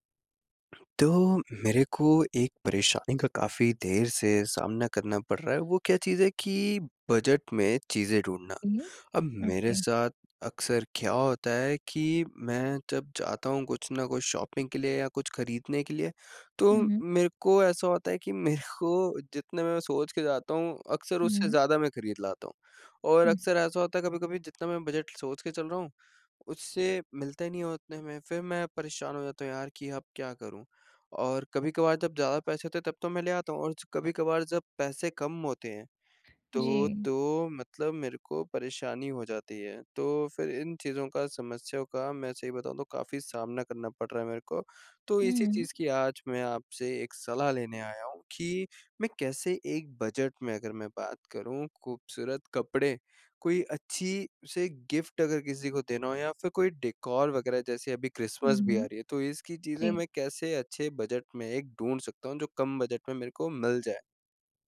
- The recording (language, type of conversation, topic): Hindi, advice, कम बजट में खूबसूरत कपड़े, उपहार और घर की सजावट की चीजें कैसे ढूंढ़ूँ?
- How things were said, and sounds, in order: in English: "ओके"; in English: "शॉपिंग"; laughing while speaking: "मेरे को"; in English: "गिफ़्ट"; in English: "डेकॉर"